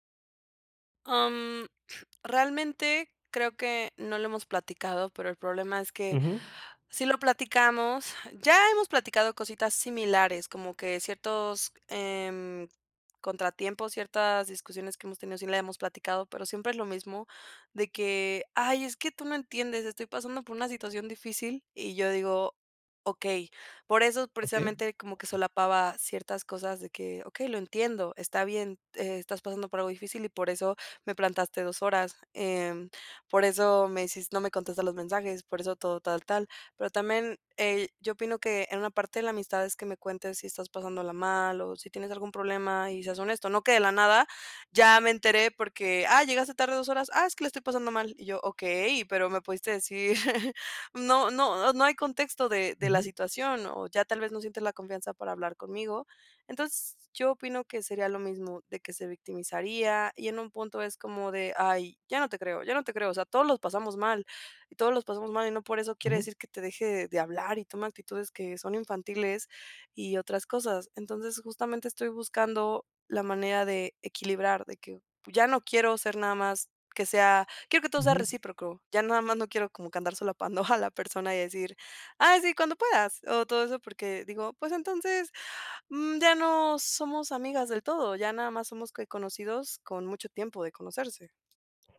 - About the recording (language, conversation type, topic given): Spanish, advice, ¿Cómo puedo equilibrar lo que doy y lo que recibo en mis amistades?
- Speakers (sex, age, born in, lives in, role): female, 20-24, Mexico, Mexico, user; male, 30-34, Mexico, France, advisor
- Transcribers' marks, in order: other noise; other background noise; laughing while speaking: "decir"; chuckle; chuckle